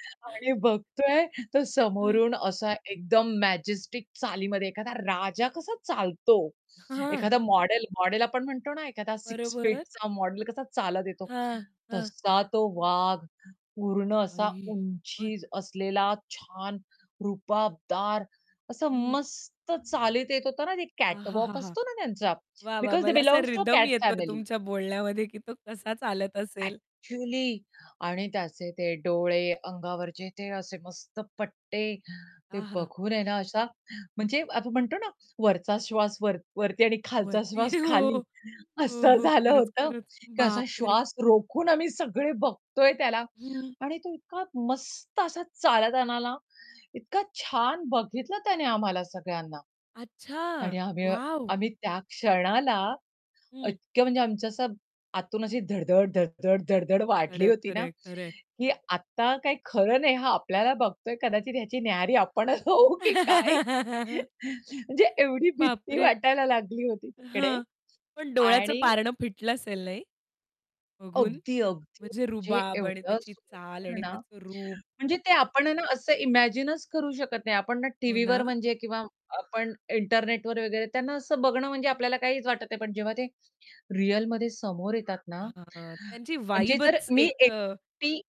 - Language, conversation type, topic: Marathi, podcast, जंगली प्राणी पाहताना तुम्ही कोणत्या गोष्टी लक्षात ठेवता?
- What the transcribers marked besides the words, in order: in English: "मॅजेस्टिक"; other background noise; distorted speech; surprised: "आई शपथ!"; background speech; in English: "बिकॉझ दे बिलॉन्ग टू कॅट फॅमिली"; in English: "रिथम"; laughing while speaking: "हो"; afraid: "असं झालं होतं"; laugh; laughing while speaking: "आपणच होऊ की काय?"; chuckle; in English: "इमॅजिनचं"; in English: "वाइबच"